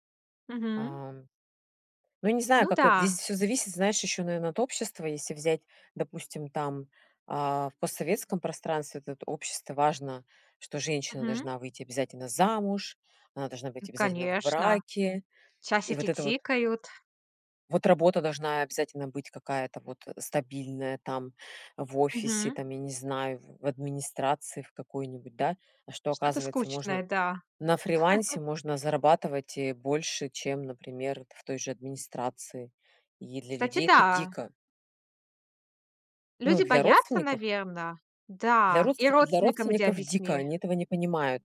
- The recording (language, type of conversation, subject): Russian, podcast, Что для тебя важнее — стабильность или свобода?
- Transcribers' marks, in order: laugh